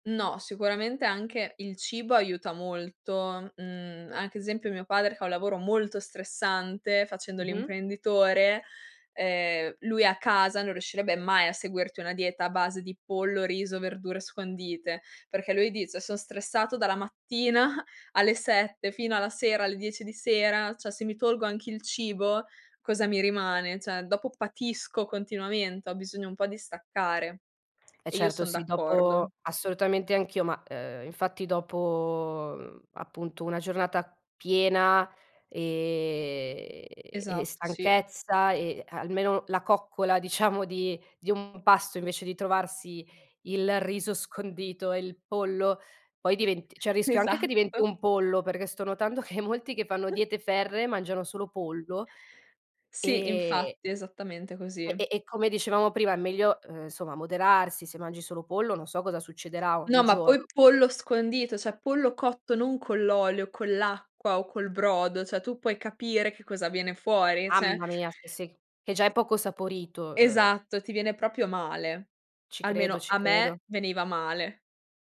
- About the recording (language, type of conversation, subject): Italian, podcast, Come gestisci lo stress nella vita di tutti i giorni?
- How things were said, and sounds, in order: "cioè" said as "ceh"; "Cioè" said as "ceh"; chuckle; "cioè" said as "ceh"; "cioè" said as "ceh"; "cioè" said as "ceh"; unintelligible speech; "proprio" said as "propio"